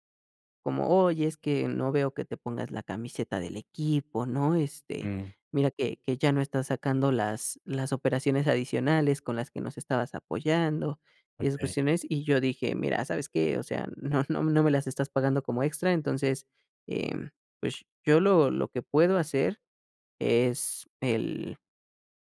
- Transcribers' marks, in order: none
- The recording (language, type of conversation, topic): Spanish, podcast, ¿Cuál fue un momento que cambió tu vida por completo?